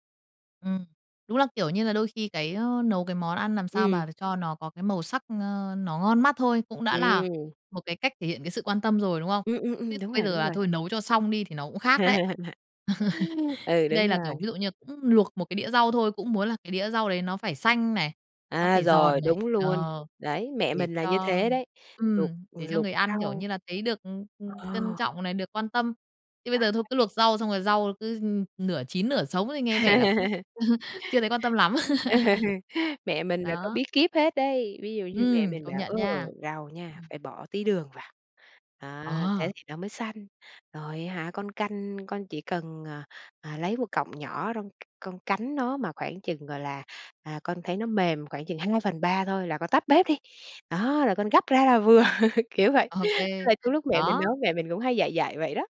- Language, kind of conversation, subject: Vietnamese, podcast, Làm thế nào để một bữa ăn thể hiện sự quan tâm của bạn?
- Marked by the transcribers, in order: laugh; laugh; laugh; tapping; chuckle; laugh; laughing while speaking: "vừa"; laugh; other background noise